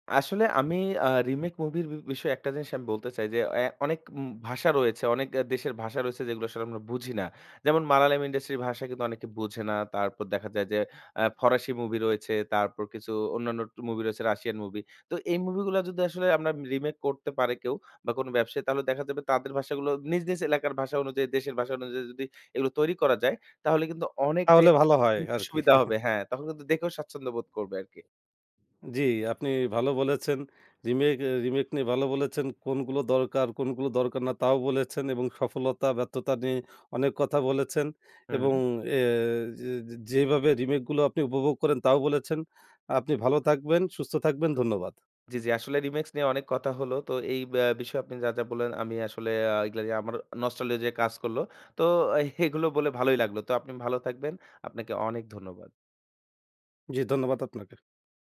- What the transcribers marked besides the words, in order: "আমরা" said as "আমরাম"; chuckle; "রিমিক্স" said as "রিমেক্স"; in English: "নস্টালোজিয়া"; "নস্টালজিয়া" said as "নস্টালোজিয়া"; scoff
- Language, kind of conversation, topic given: Bengali, podcast, রিমেক কি ভালো, না খারাপ—আপনি কেন এমন মনে করেন?